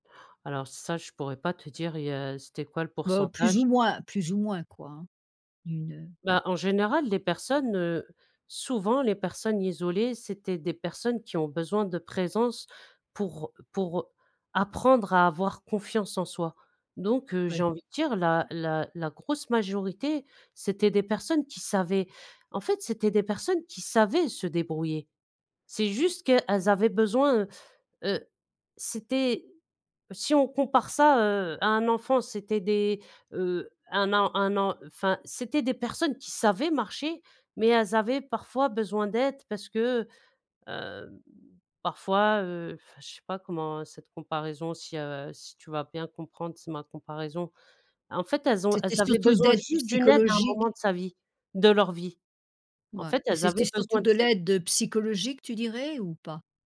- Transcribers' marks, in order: none
- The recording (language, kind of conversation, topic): French, podcast, Comment aider quelqu’un qui se sent isolé ?